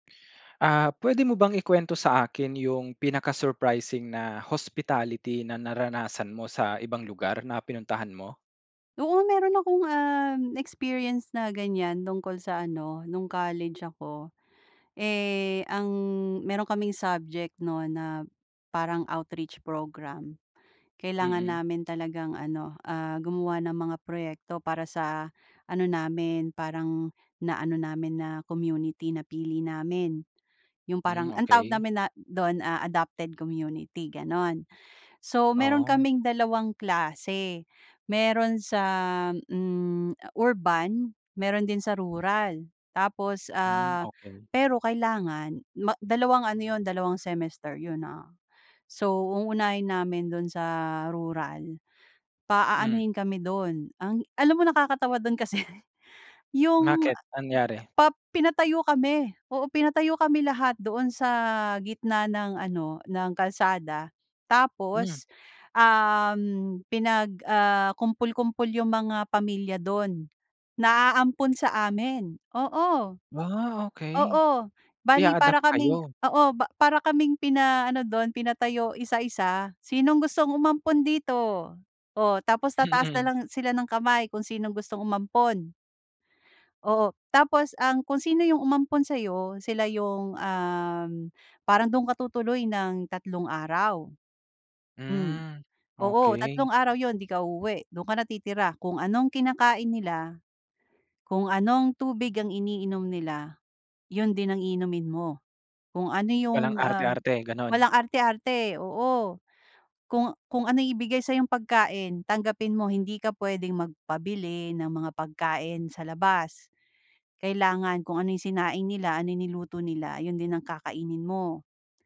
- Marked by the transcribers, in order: laughing while speaking: "kasi"; laughing while speaking: "Mm"
- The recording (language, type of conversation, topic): Filipino, podcast, Ano ang pinaka-nakakagulat na kabutihang-loob na naranasan mo sa ibang lugar?
- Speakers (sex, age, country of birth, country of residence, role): female, 35-39, Philippines, Philippines, guest; male, 25-29, Philippines, Philippines, host